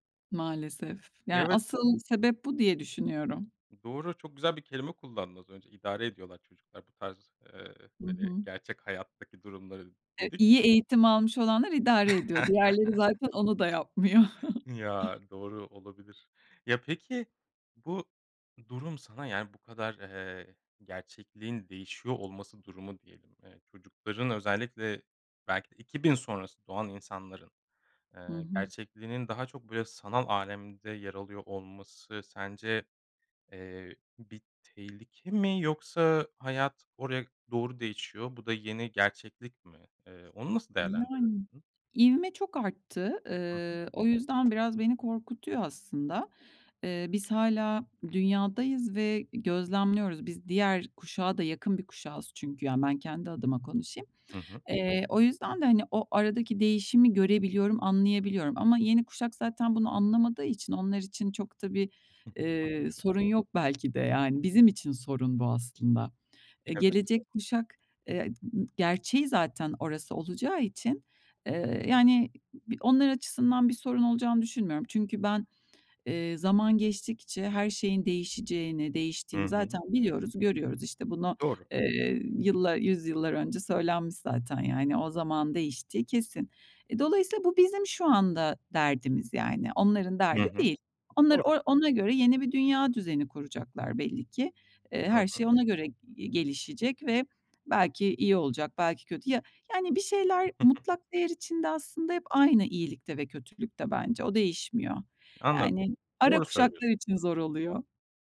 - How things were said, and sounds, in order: other background noise; chuckle; chuckle; tapping; chuckle; chuckle
- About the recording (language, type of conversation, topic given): Turkish, podcast, Çocuklara hangi gelenekleri mutlaka öğretmeliyiz?